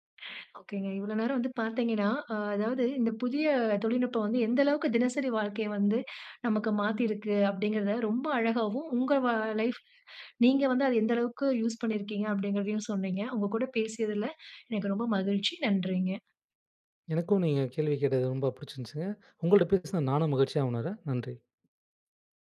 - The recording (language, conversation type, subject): Tamil, podcast, புதிய தொழில்நுட்பங்கள் உங்கள் தினசரி வாழ்வை எப்படி மாற்றின?
- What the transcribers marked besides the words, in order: laugh